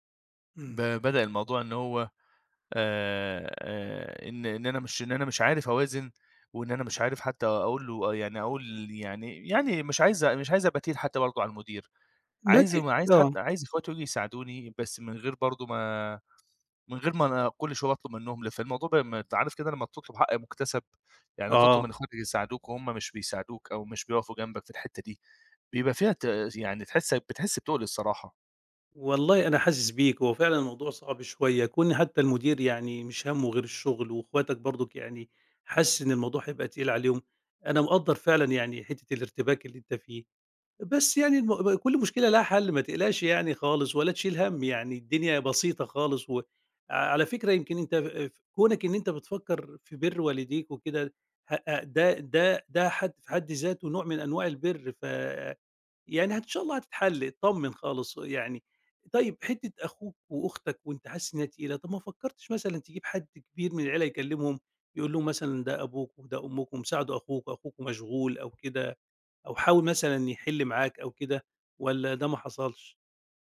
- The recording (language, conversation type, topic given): Arabic, advice, إزاي أوازن بين شغلي ورعاية أبويا وأمي الكبار في السن؟
- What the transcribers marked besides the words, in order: tapping